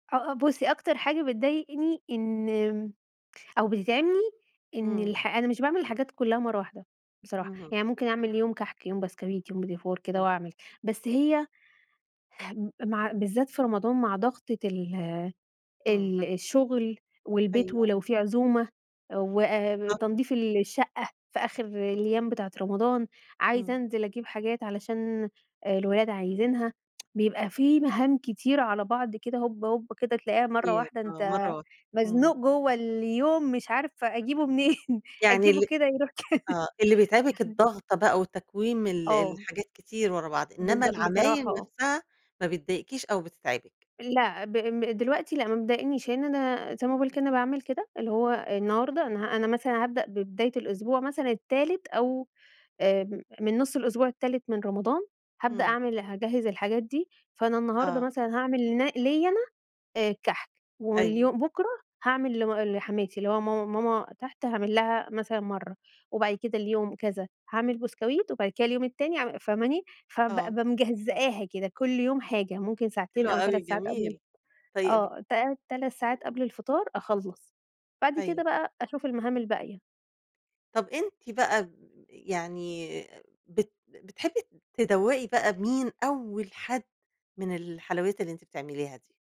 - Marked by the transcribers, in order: tapping; tsk; laughing while speaking: "منين"; laugh
- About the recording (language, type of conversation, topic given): Arabic, podcast, إزاي بتعملوا حلويات العيد أو المناسبات عندكم؟